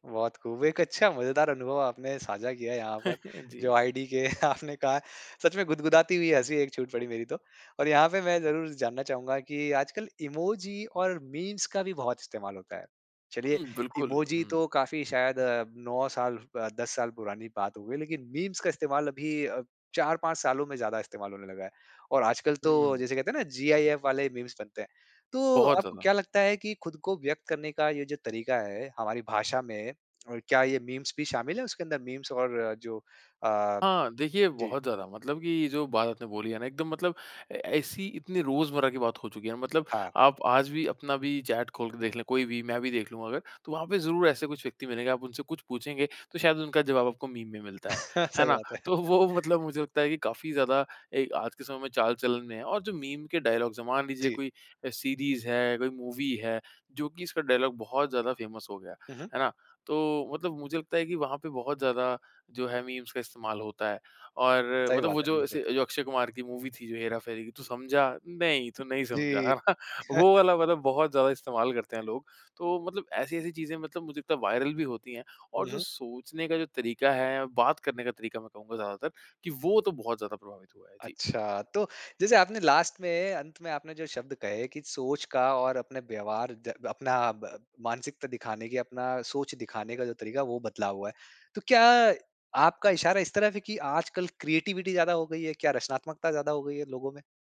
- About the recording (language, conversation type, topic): Hindi, podcast, सोशल मीडिया ने आपकी भाषा को कैसे बदला है?
- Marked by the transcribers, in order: chuckle; laughing while speaking: "आपने कहा"; in English: "मीम्स"; in English: "मीम्स"; in English: "जीआईएफ"; in English: "मीम्स"; in English: "मीम्स"; in English: "मीम्स"; in English: "चैट"; laughing while speaking: "सही बात है"; in English: "डायलॉग्ज़"; in English: "डायलॉग"; in English: "फ़ैमस"; in English: "मीम्स"; in English: "मूवी"; laugh; chuckle; in English: "वायरल"; in English: "लास्ट"; in English: "क्रिएटिविटी"